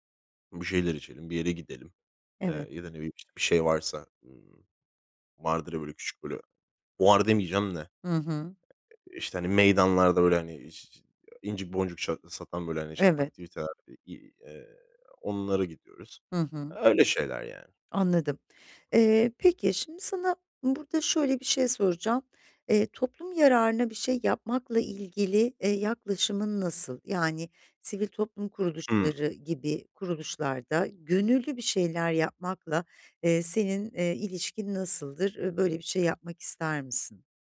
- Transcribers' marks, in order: other background noise
- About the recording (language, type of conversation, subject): Turkish, advice, Dijital dikkat dağıtıcıları nasıl azaltıp boş zamanımın tadını çıkarabilirim?